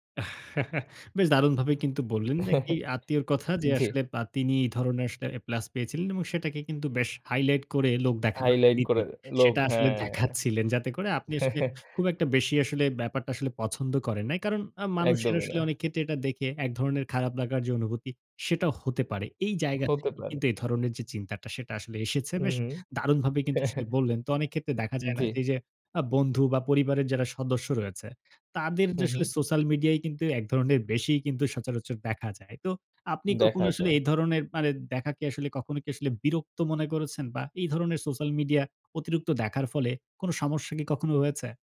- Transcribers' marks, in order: giggle; tapping; giggle; in English: "হাইলাইট"; giggle; laugh
- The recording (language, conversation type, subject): Bengali, podcast, সোশ্যাল মিডিয়ায় লোক দেখানোর প্রবণতা কীভাবে সম্পর্ককে প্রভাবিত করে?